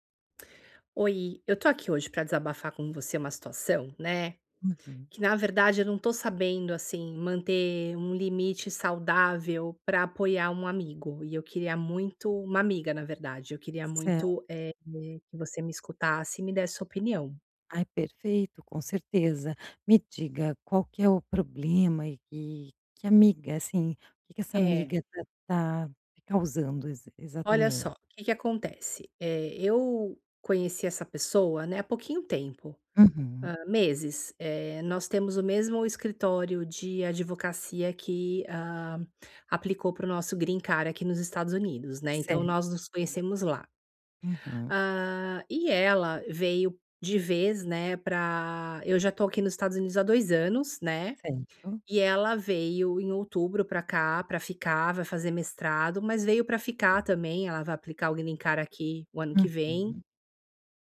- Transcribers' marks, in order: tapping; in English: "green card"; in English: "green card"
- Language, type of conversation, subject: Portuguese, advice, Como posso manter limites saudáveis ao apoiar um amigo?
- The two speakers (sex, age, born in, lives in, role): female, 45-49, Brazil, Portugal, advisor; female, 50-54, Brazil, United States, user